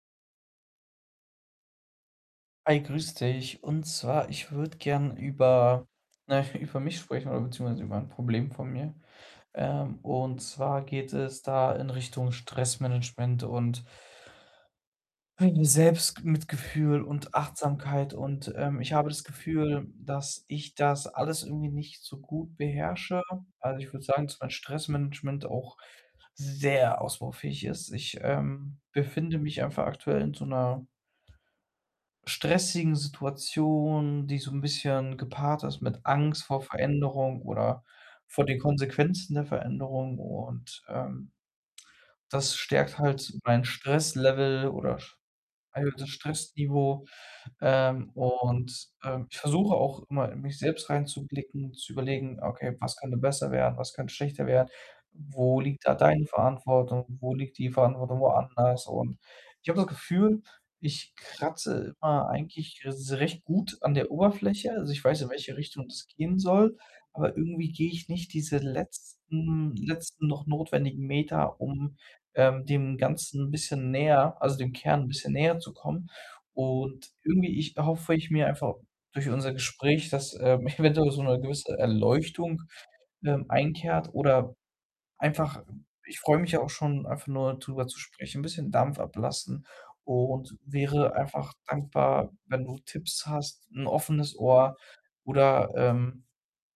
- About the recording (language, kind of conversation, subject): German, advice, Wie kann ich meine Angst akzeptieren, ohne mich selbst hart zu verurteilen?
- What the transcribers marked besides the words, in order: background speech; laughing while speaking: "na ja"; stressed: "sehr"; tapping; other background noise; sigh; distorted speech; laughing while speaking: "eventuell"